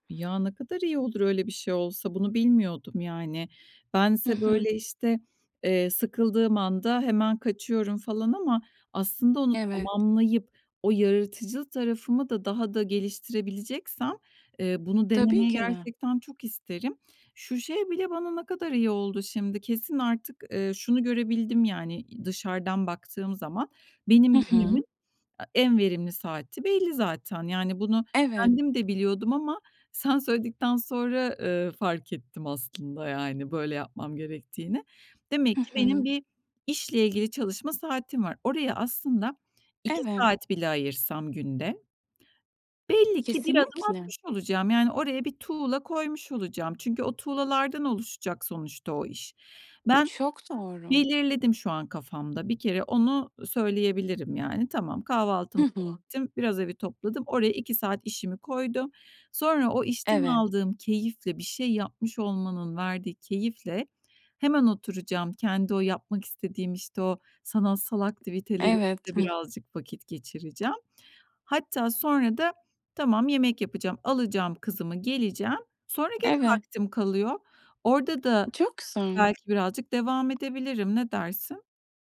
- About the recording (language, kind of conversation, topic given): Turkish, advice, İş ile yaratıcılık arasında denge kurmakta neden zorlanıyorum?
- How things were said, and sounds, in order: tapping; other background noise